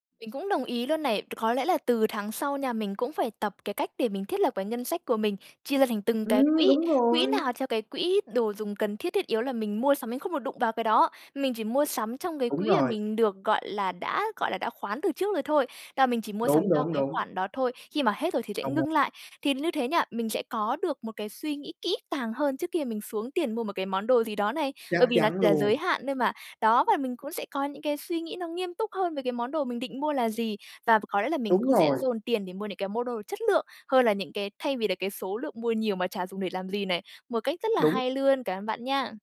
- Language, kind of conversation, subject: Vietnamese, advice, Làm thế nào để ưu tiên chất lượng hơn số lượng khi mua sắm?
- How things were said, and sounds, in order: tapping